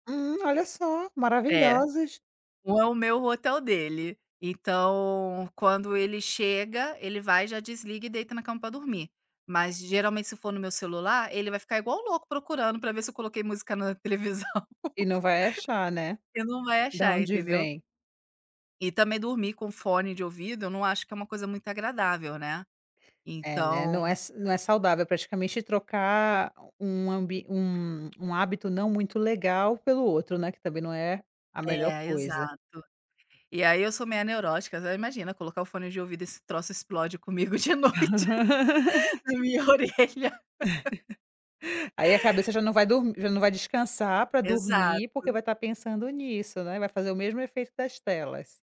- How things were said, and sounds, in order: laughing while speaking: "televisão"; chuckle; other background noise; tapping; laugh; laughing while speaking: "comigo de noite, na minha orelha"; laugh
- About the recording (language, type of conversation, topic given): Portuguese, advice, Como posso lidar com a dificuldade de desligar as telas antes de dormir?